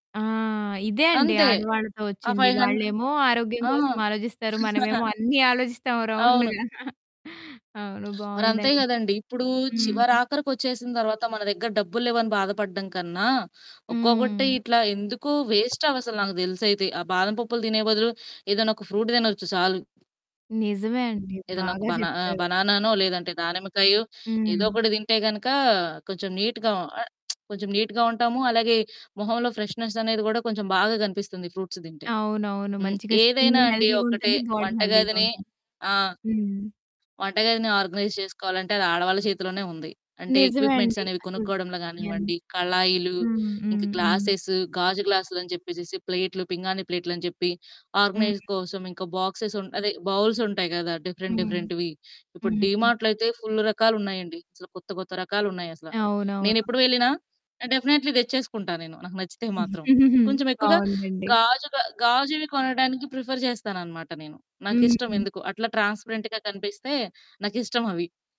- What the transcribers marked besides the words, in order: static; in English: "ఫైవ్"; chuckle; other background noise; in English: "రౌండ్‌గా"; giggle; tapping; in English: "వేస్ట్"; in English: "ఫ్రూట్"; in English: "బనానానో"; in English: "నీట్‌గా"; lip smack; in English: "నీట్‌గా"; in English: "ఫ్రెష్‌నెస్"; in English: "ఫ్రూట్స్"; in English: "స్కిన్ హెల్దీగుంటుంది. బాడీ హెల్దీగా"; in English: "ఆర్గనైజ్"; in English: "ఎక్విప్‌మెంట్స్"; in English: "గ్లాసెస్"; in English: "ఆర్గనైజ్"; in English: "బాక్సెస్"; in English: "బౌల్స్"; in English: "డిఫరెంట్ డిఫరెంట్‌వి"; in English: "ఫుల్"; in English: "డెఫినిట్‌లీ"; giggle; in English: "ప్రిఫర్"; in English: "ట్రాన్స్‌పరెంట్‌గా"
- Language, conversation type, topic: Telugu, podcast, ఆరోగ్యాన్ని కాపాడుకుంటూ వంటగదిని ఎలా సవ్యంగా ఏర్పాటు చేసుకోవాలి?